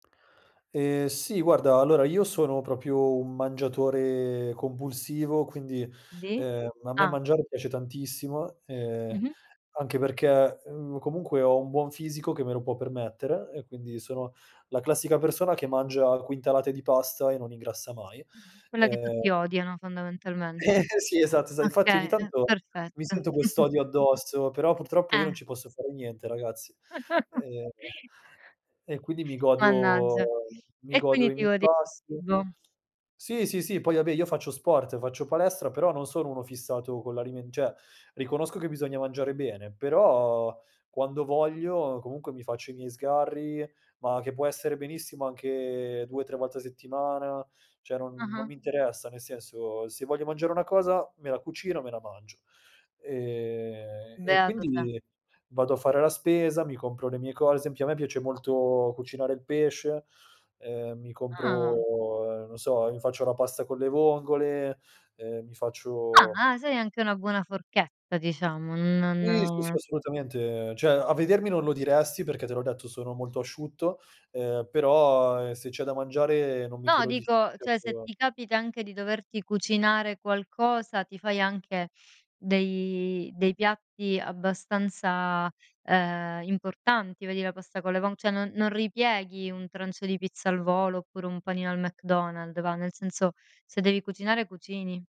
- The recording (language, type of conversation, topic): Italian, podcast, In che modo il cibo ti aiuta a sentirti a casa quando sei lontano/a?
- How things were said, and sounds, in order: drawn out: "mangiatore"; other background noise; chuckle; tapping; chuckle; laugh; drawn out: "godo"; unintelligible speech; "cioè" said as "ceh"; drawn out: "però"; drawn out: "anche"; "cioè" said as "ceh"; drawn out: "Ehm, e"; "esempio" said as "sempio"; drawn out: "molto"; drawn out: "compro"; drawn out: "faccio"; drawn out: "non"; drawn out: "però"; drawn out: "dei"; "cioè" said as "ceh"